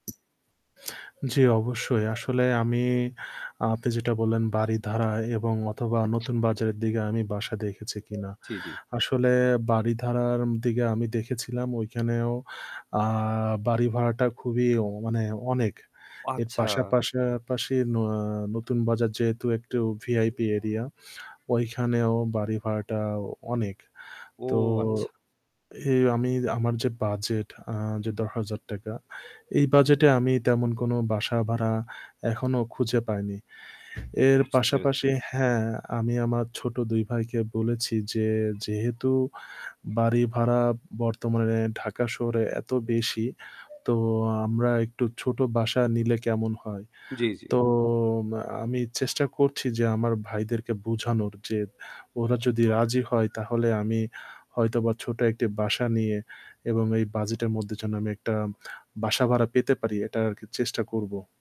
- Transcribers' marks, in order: static
- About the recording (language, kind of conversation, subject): Bengali, advice, নতুন জায়গায় সাশ্রয়ী বাসা খুঁজে পাচ্ছেন না কেন?